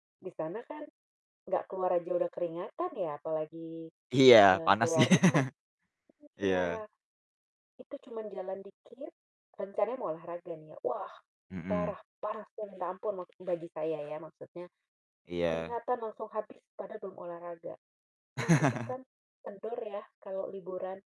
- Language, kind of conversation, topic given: Indonesian, unstructured, Bagaimana cara memotivasi diri agar tetap aktif bergerak?
- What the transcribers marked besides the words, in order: distorted speech; laugh; static; laugh